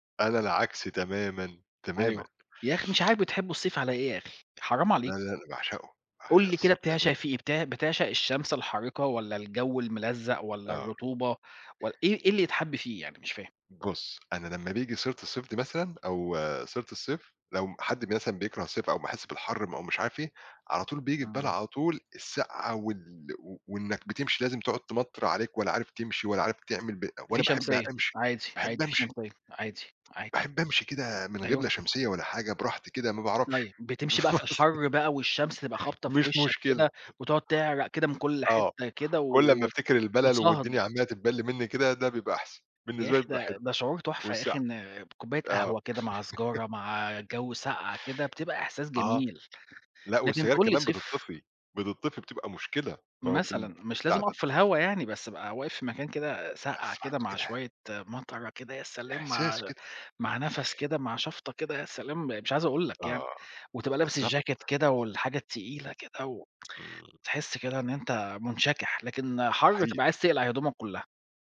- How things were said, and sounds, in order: unintelligible speech; laugh
- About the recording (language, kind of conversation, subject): Arabic, unstructured, هل جرّبت تساوم على سعر حاجة ونجحت؟ كان إحساسك إيه؟